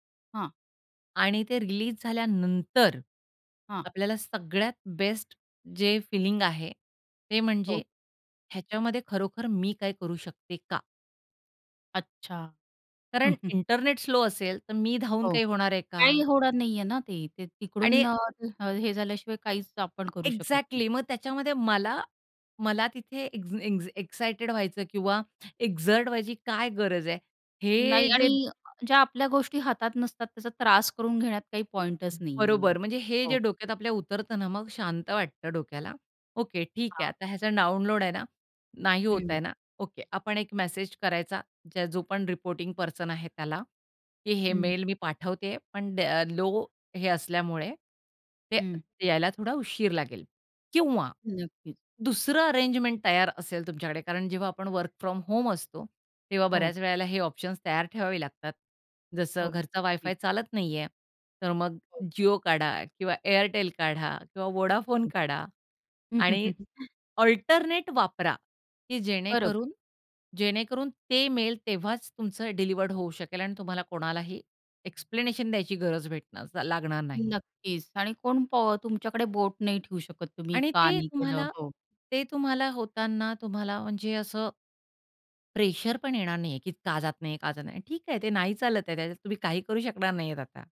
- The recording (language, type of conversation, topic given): Marathi, podcast, तणाव हाताळताना तुम्हाला काय उपयोगी वाटते?
- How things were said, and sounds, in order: other background noise; tapping; in English: "एक्झॅक्टली"; in English: "एक्झर्ट"; other noise; in English: "मेन"; in English: "वर्क फ्रॉम होम"; chuckle; in English: "एक्सप्लेनेशन"